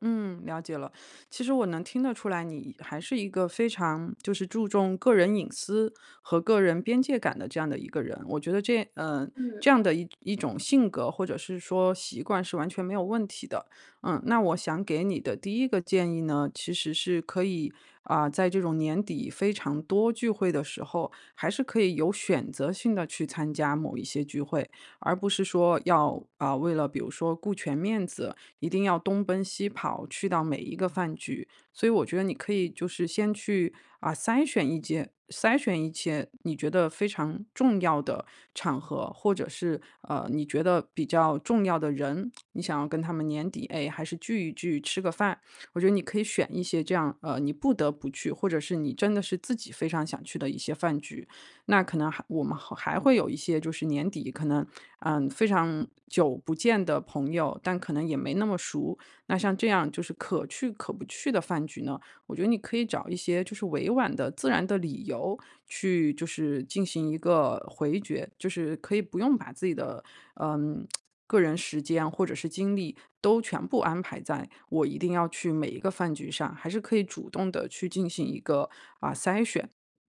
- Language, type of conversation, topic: Chinese, advice, 我該如何在社交和獨處之間找到平衡？
- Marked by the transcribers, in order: teeth sucking; other background noise; "筛选" said as "塞选"; "筛选" said as "塞选"; tsk; "筛选" said as "塞选"